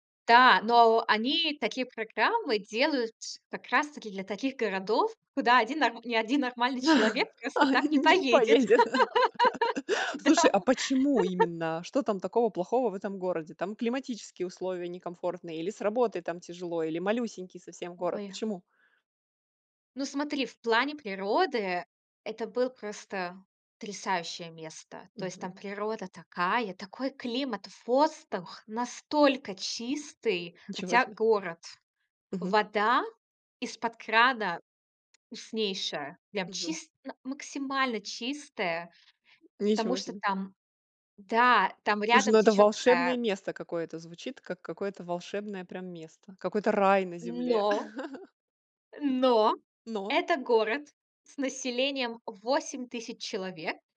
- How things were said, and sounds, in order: laugh; laughing while speaking: "Не поедет"; laugh; laugh; laughing while speaking: "Да"; laugh; tapping; other background noise; laugh
- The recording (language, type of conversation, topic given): Russian, podcast, Какой переезд повлиял на твою жизнь и почему?